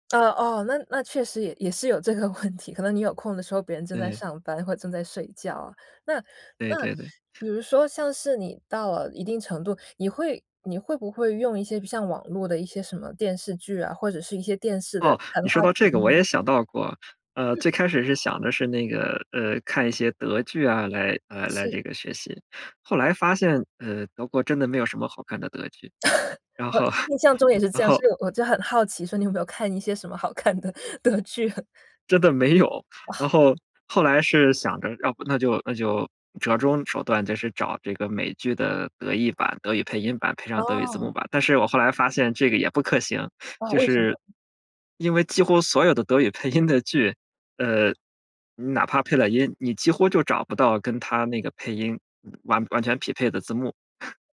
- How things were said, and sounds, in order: laughing while speaking: "问题"; laugh; laughing while speaking: "看的德剧"; laughing while speaking: "真的没有"; laughing while speaking: "配"; chuckle
- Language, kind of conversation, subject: Chinese, podcast, 你能跟我们讲讲你的学习之路吗？